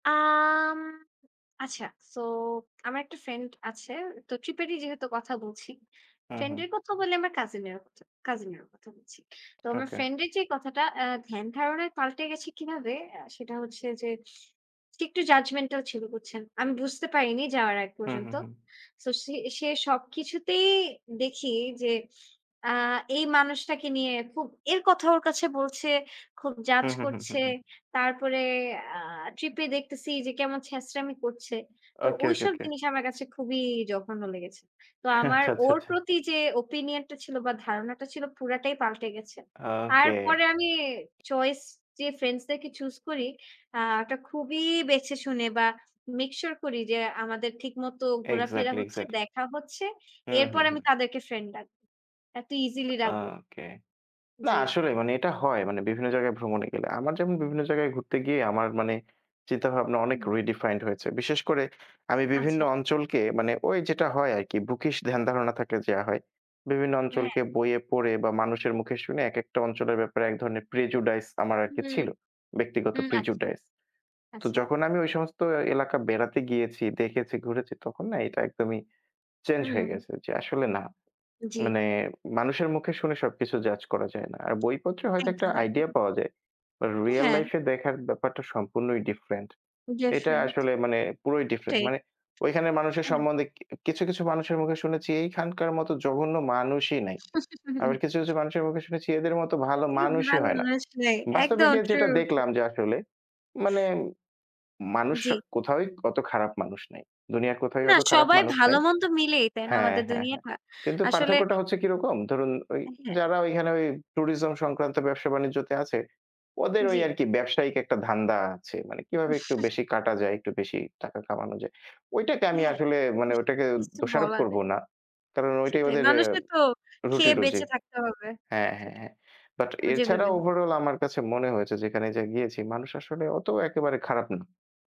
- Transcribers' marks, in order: laugh; chuckle
- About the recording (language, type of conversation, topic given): Bengali, unstructured, আপনি কি মনে করেন, ভ্রমণ জীবনের গল্প গড়ে তোলে?